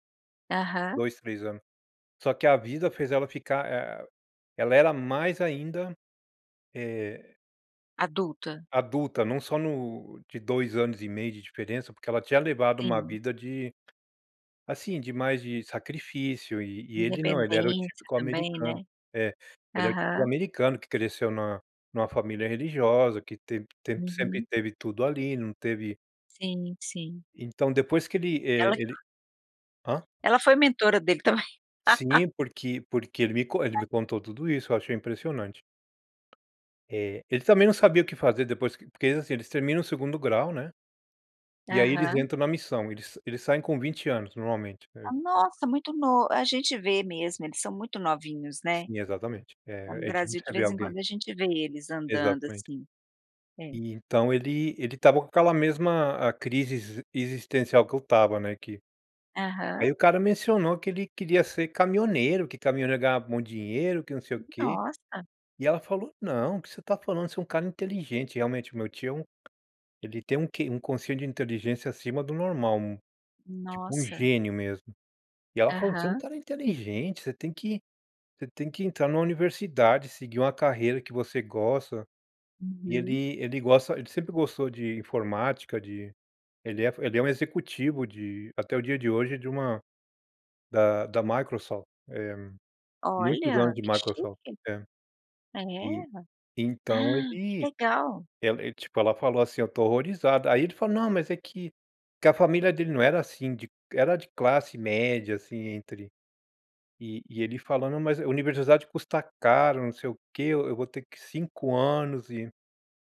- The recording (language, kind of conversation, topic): Portuguese, podcast, Que conselhos você daria a quem está procurando um bom mentor?
- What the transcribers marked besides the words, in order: tapping; other background noise; laugh; unintelligible speech; gasp